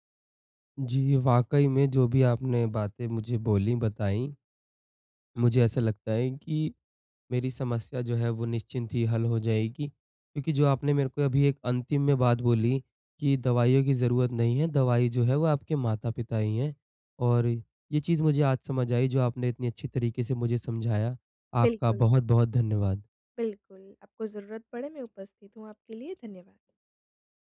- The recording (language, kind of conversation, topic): Hindi, advice, मन बहलाने के लिए घर पर मेरे लिए कौन-सी गतिविधि सही रहेगी?
- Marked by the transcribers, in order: none